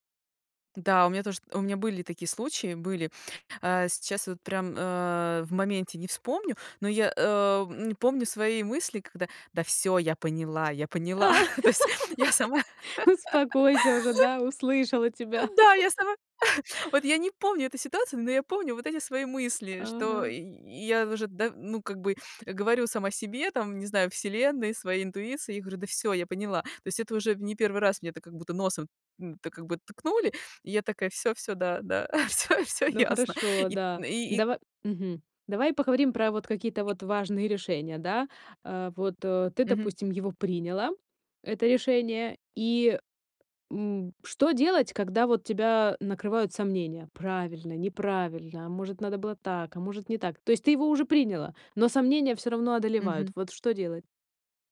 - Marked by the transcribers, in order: other background noise; tapping; laugh; chuckle; laugh; laugh; laughing while speaking: "всё, всё ясно"
- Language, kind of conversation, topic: Russian, podcast, Как научиться доверять себе при важных решениях?